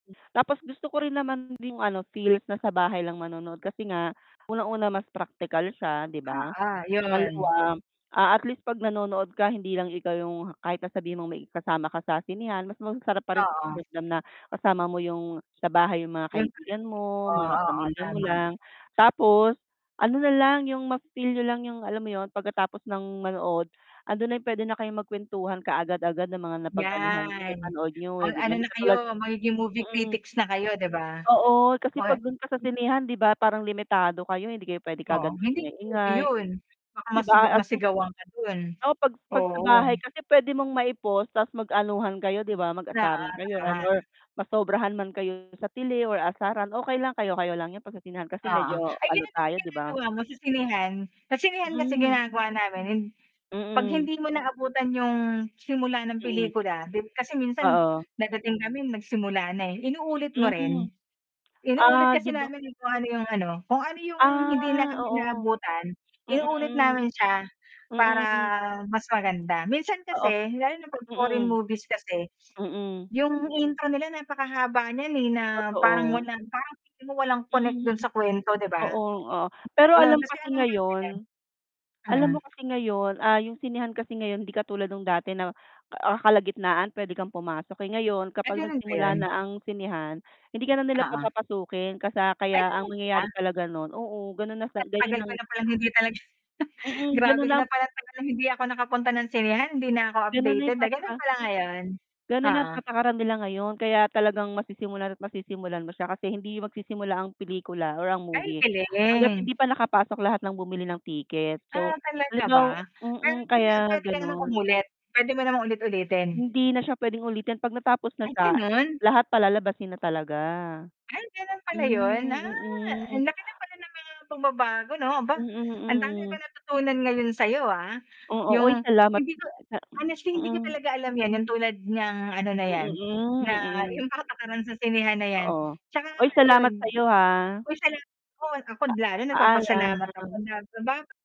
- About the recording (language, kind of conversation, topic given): Filipino, unstructured, Ano ang paborito mong uri ng pelikula, at bakit?
- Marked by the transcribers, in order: distorted speech; static; mechanical hum; unintelligible speech; tapping; unintelligible speech; sniff; laughing while speaking: "talaga"; other background noise